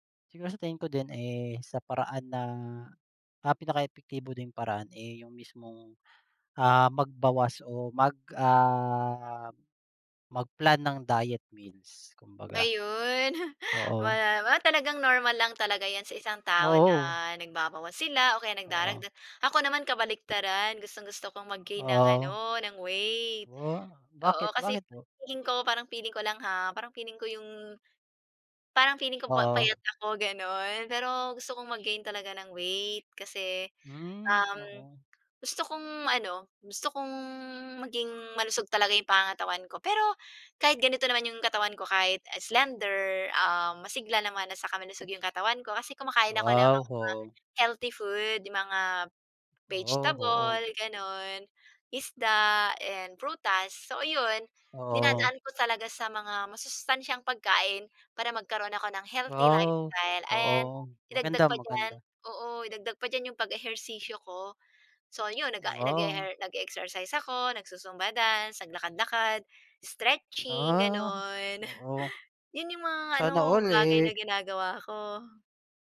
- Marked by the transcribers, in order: chuckle; tapping; other background noise; chuckle
- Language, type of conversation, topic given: Filipino, unstructured, Ano ang pinakaepektibong paraan para simulan ang mas malusog na pamumuhay?